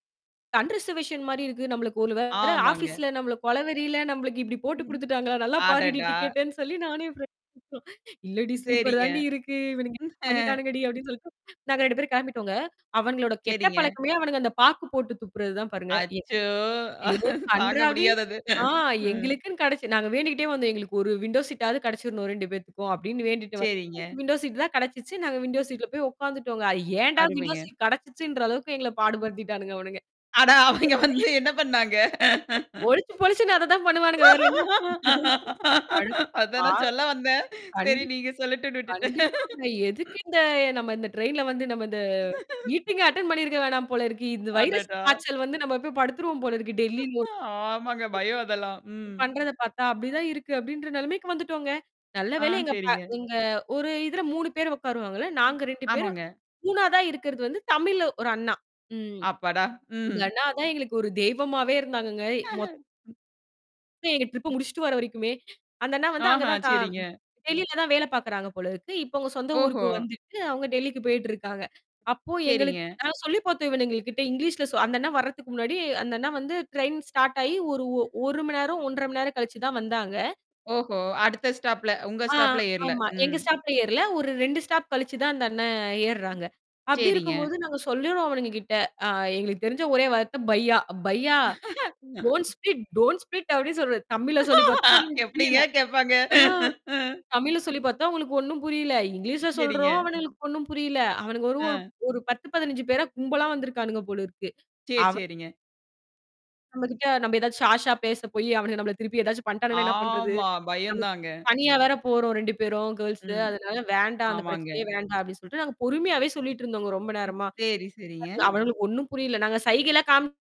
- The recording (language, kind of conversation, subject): Tamil, podcast, பயணத்தின் போது மொழிப் பிரச்சனை ஏற்பட்டபோது, அந்த நபர் உங்களுக்கு எப்படி உதவினார்?
- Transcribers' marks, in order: in English: "அன்ரிசர்வேஷன்"; distorted speech; in English: "ஆஃபீஸ்ல"; other background noise; laughing while speaking: "நல்லா பாருடி டிக்கெட்டன்னு சொல்லி நானே … டி அப்படின்னு சொல்லிட்டு"; in English: "ஸ்லீப்பர்"; other noise; laugh; laughing while speaking: "தாங்க முடியாதது. ம்"; in English: "விண்டோ சீட்டாவது"; in English: "விண்டோ சீட்ல"; in English: "விண்டோ சீட்"; laughing while speaking: "அட! அவிங்க வந்து என்னா பண்ணாங்க?"; unintelligible speech; laughing while speaking: "அதான் நான் சொல்ல வந்தேன். சரி நீங்க சொல்லட்டும்ன்னு விட்டுட்டேன்"; chuckle; in English: "ட்ரெயின்ல"; in English: "மீட்டிங்கே அட்டெண்ட்"; laugh; in English: "வைரஸ்"; laughing while speaking: "அடடா! ஆமாங்க. பயம் அதெல்லாம்"; unintelligible speech; in English: "ட்ரிப்ப"; chuckle; in English: "ட்ரெயின் ஸ்டார்ட்"; unintelligible speech; in English: "ஸ்டாப்ல!"; in English: "ஸ்டாப்ல"; in English: "ஸ்டாப்ல"; in Hindi: "பையா. பையா"; in English: "டோன் ஸ்பிட் டோன் ஸ்ப்ரீட்"; laugh; "ஸ்பிட்" said as "ஸ்ப்ரீட்"; laughing while speaking: "அப்டி சொல்றது"; laughing while speaking: "எப்டீங்க கேப்பாங்க? ம்"; in English: "ஹார்ஷா"; drawn out: "ஆமா"; in English: "கேர்ள்ஸு"